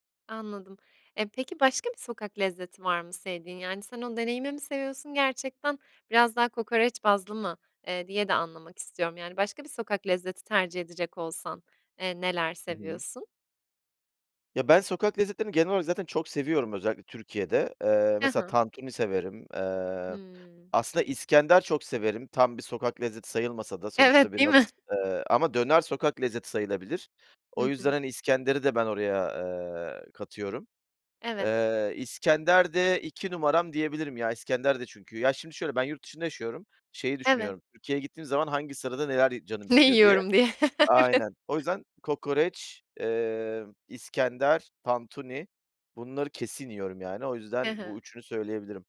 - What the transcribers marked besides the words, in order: tapping; other background noise; laughing while speaking: "Evet. Değil mi?"; chuckle; laughing while speaking: "Evet"
- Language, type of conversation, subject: Turkish, podcast, Sokak lezzetleri arasında en sevdiğin hangisiydi ve neden?